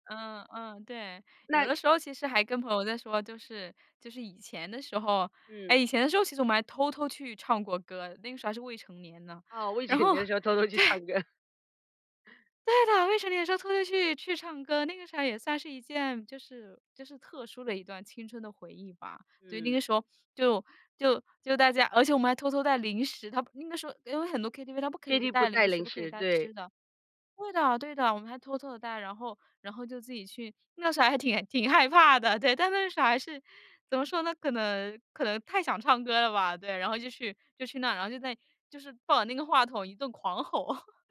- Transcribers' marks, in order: laughing while speaking: "以前的时候偷偷去唱歌"; laughing while speaking: "然后 对"; joyful: "对的，未成年的时候偷偷去 去唱歌"; laughing while speaking: "挺 挺害怕的"; laughing while speaking: "但那时候还是，怎么说呢？"; laughing while speaking: "狂吼"; chuckle
- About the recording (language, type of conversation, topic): Chinese, podcast, 你在K歌时最常点哪一类歌曲？